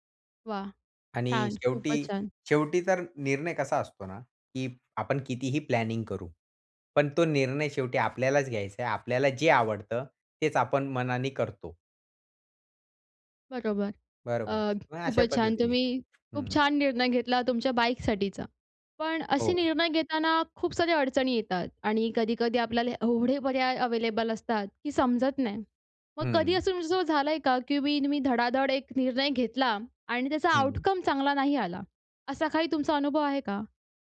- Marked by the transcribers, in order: tapping; other background noise; in English: "आउटकम"
- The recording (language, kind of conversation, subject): Marathi, podcast, खूप पर्याय असताना तुम्ही निवड कशी करता?